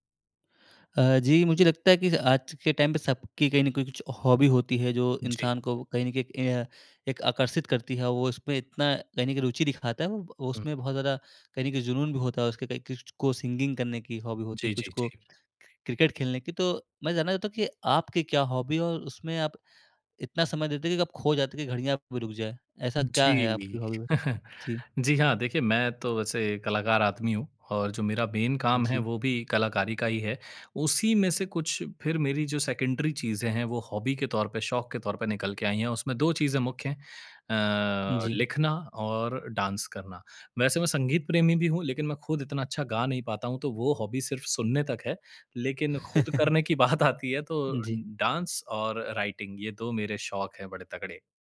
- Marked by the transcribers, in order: in English: "टाइम"; in English: "हॉबी"; other background noise; tapping; in English: "सिंगिंग"; in English: "हॉबी"; in English: "हॉबी"; chuckle; in English: "हॉबी?"; in English: "मेन"; in English: "सेकेंडरी"; in English: "हॉबी"; in English: "डांस"; in English: "हॉबी"; chuckle; laughing while speaking: "बात आती है"; in English: "डांस"; in English: "राइटिंग"
- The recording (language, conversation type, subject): Hindi, podcast, किस शौक में आप इतना खो जाते हैं कि समय का पता ही नहीं चलता?